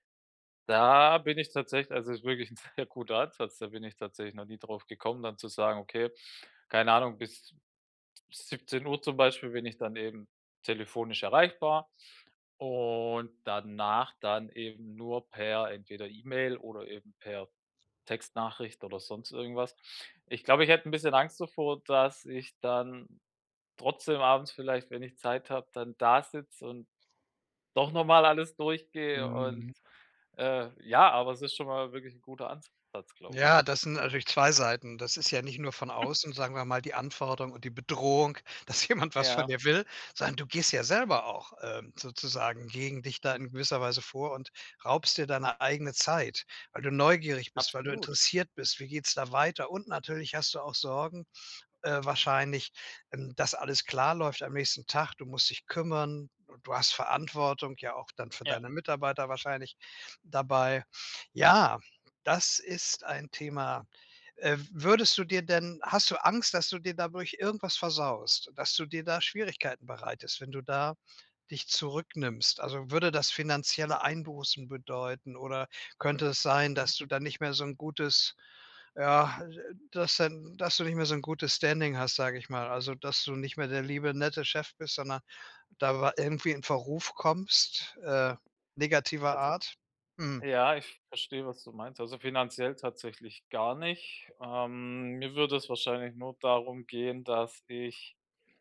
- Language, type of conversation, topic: German, advice, Wie kann ich meine berufliche Erreichbarkeit klar begrenzen?
- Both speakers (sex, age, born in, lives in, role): male, 35-39, Germany, Germany, user; male, 70-74, Germany, Germany, advisor
- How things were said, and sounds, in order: laughing while speaking: "sehr guter"; drawn out: "und"; chuckle; laughing while speaking: "dass jemand"; in English: "Standing"